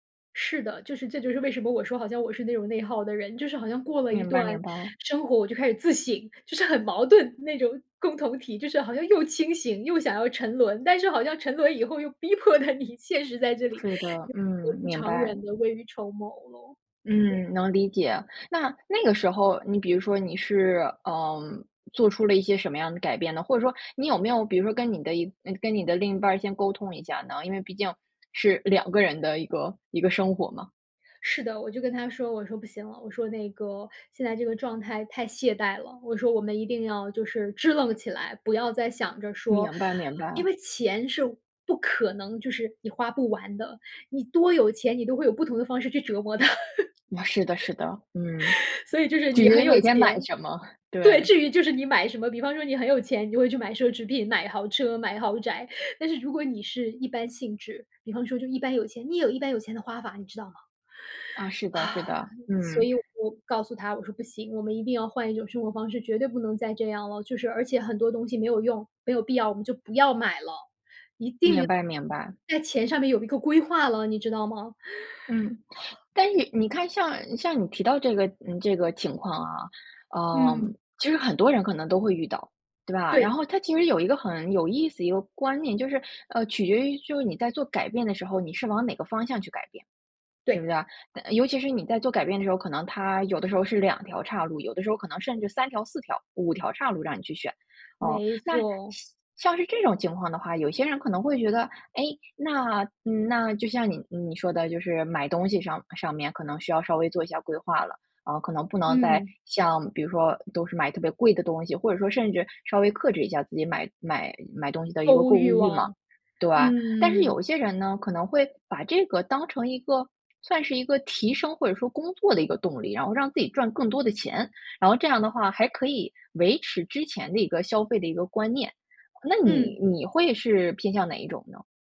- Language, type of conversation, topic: Chinese, podcast, 什么事情会让你觉得自己必须改变？
- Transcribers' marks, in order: laughing while speaking: "那种共同体"; laughing while speaking: "逼迫得你现实在这里"; unintelligible speech; other background noise; anticipating: "支棱起来"; chuckle; inhale; inhale; breath; "但是" said as "但意"; breath